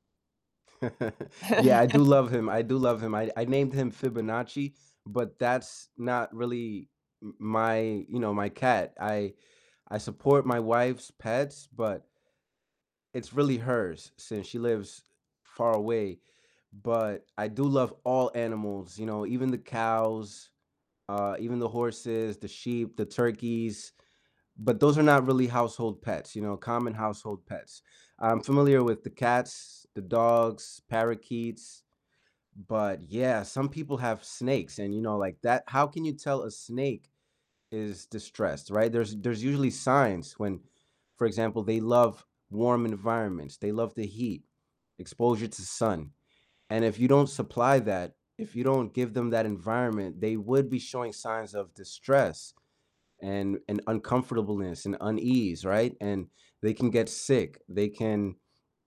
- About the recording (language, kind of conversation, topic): English, unstructured, What are the signs that a pet is happy or stressed?
- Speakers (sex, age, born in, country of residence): female, 60-64, United States, United States; male, 30-34, United States, United States
- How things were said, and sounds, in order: chuckle; distorted speech; chuckle